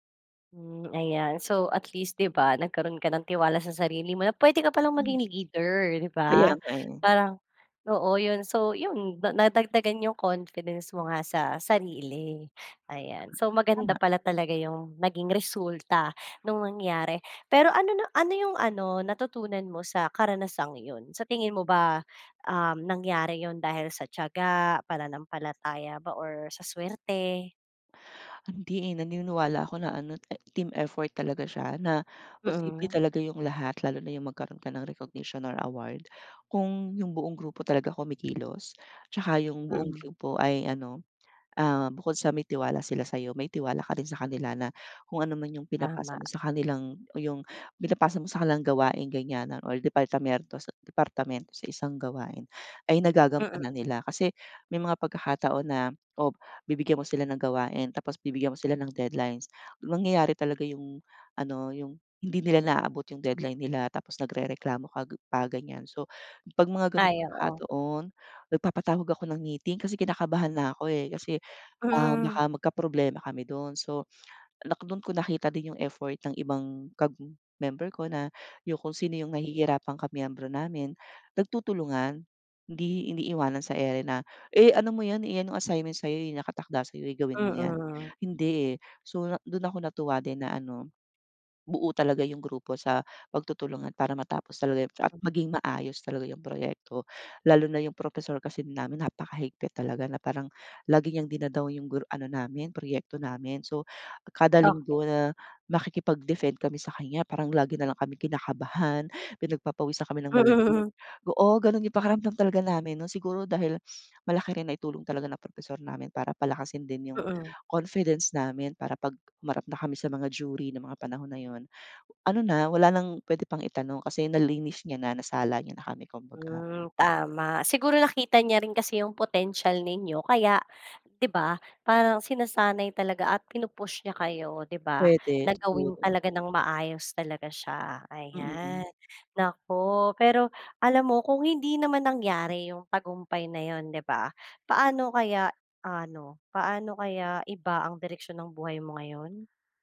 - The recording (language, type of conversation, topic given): Filipino, podcast, Anong kuwento mo tungkol sa isang hindi inaasahang tagumpay?
- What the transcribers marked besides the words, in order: in English: "confidence"; in English: "team effort"; in English: "recognition or award"; laughing while speaking: "Mm"; in English: "confidence"; in English: "jury"